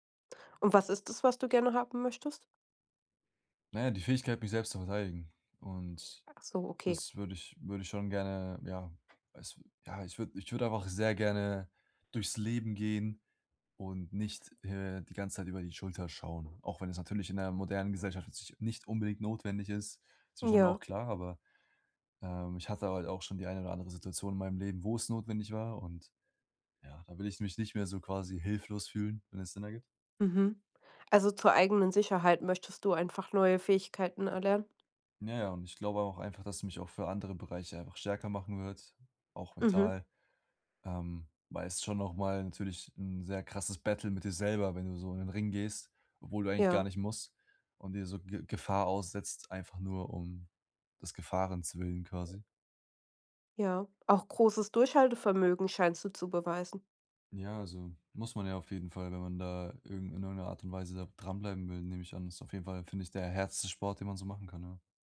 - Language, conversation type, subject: German, advice, Wie gehst du mit einem Konflikt mit deinem Trainingspartner über Trainingsintensität oder Ziele um?
- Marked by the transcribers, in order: other background noise